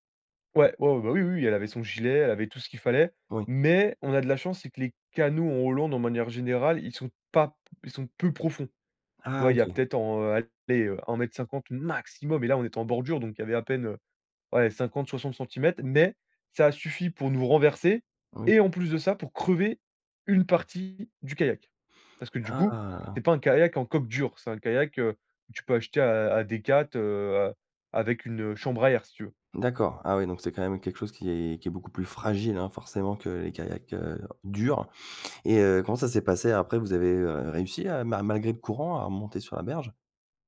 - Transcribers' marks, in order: other background noise; stressed: "maximum"; tapping; drawn out: "Ah !"; "Decathlon" said as "Decath"; stressed: "fragile"; stressed: "durs"
- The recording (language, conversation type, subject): French, podcast, As-tu déjà été perdu et un passant t’a aidé ?